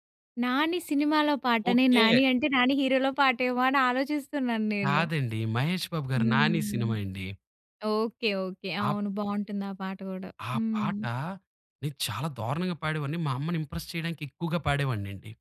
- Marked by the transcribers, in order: in English: "ఇంప్రెస్"
- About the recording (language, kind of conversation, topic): Telugu, podcast, మీ చిన్ననాటి జ్ఞాపకాలను మళ్లీ గుర్తు చేసే పాట ఏది?